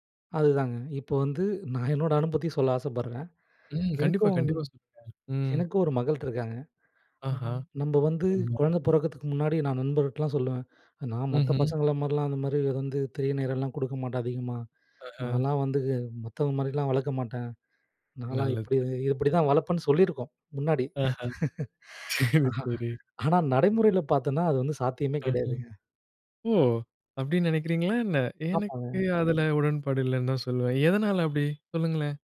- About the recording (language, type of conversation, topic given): Tamil, podcast, அடுத்த சில ஆண்டுகளில் குழந்தைகளின் திரை நேரத்தை எவ்வாறு கண்காணித்து கட்டுப்படுத்தலாம்?
- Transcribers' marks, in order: laughing while speaking: "என்னோட அனுபத்தி"; "அனுபவத்தை" said as "அனுபத்தி"; unintelligible speech; other noise; laughing while speaking: "சரி, சரி"; chuckle; horn